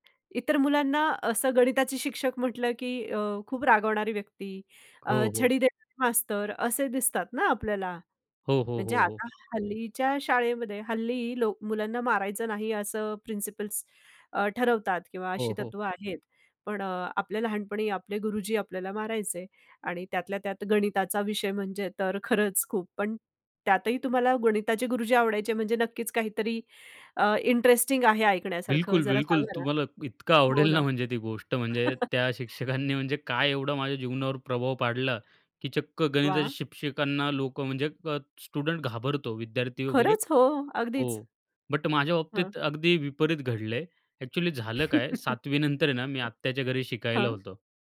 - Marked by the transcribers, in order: in English: "प्रिन्सिपल्स"; in English: "इंटरेस्टिंग"; laughing while speaking: "म्हणजे ती"; chuckle; laughing while speaking: "शिक्षकांनी म्हणजे"; in English: "स्टुडंट"; anticipating: "खरंच हो"; in English: "बट"; in English: "एक्चुअली"; laugh
- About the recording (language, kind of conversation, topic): Marathi, podcast, तुमच्या शिक्षणप्रवासात तुम्हाला सर्वाधिक घडवण्यात सर्वात मोठा वाटा कोणत्या मार्गदर्शकांचा होता?